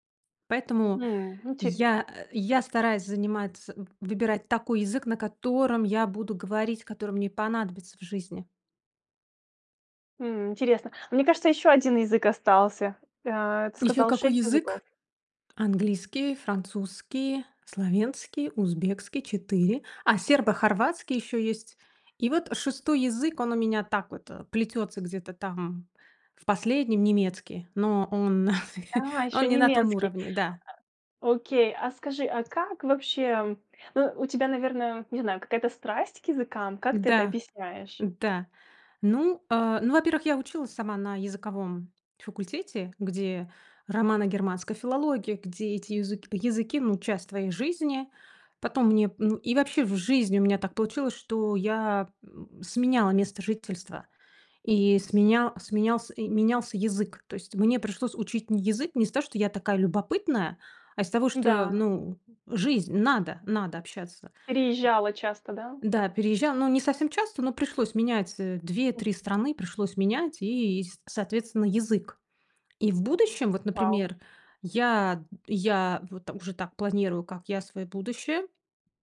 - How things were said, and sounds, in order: chuckle; other noise
- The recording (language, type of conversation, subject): Russian, podcast, Что помогает тебе не бросать новое занятие через неделю?